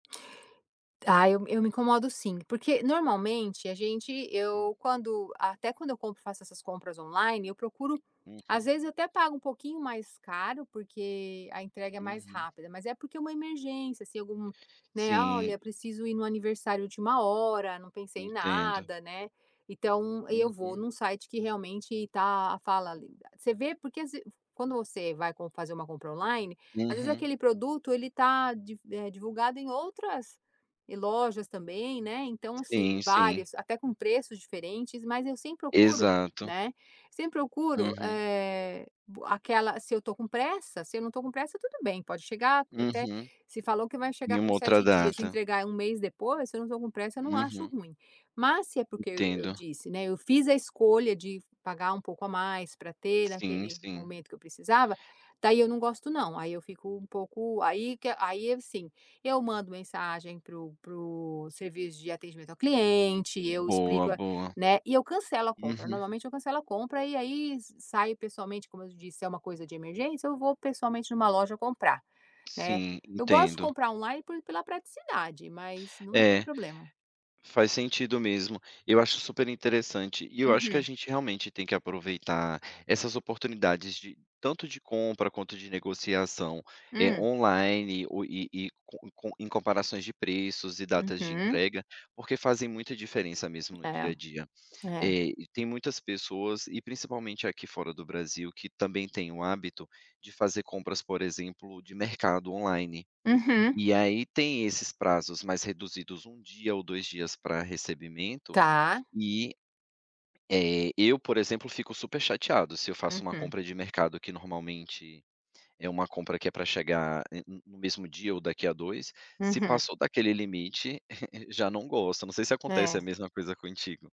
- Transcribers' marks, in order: unintelligible speech; tapping; chuckle
- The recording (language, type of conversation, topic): Portuguese, podcast, Como lidar com pessoas que não respeitam seus limites?